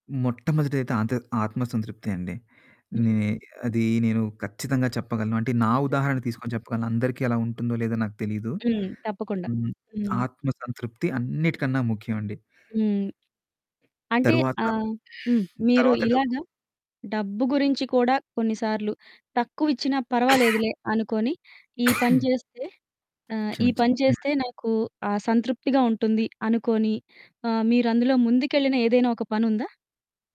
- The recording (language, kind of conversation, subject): Telugu, podcast, పని ద్వారా మీకు సంతోషం కలగాలంటే ముందుగా ఏం అవసరం?
- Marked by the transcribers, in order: other background noise; cough; cough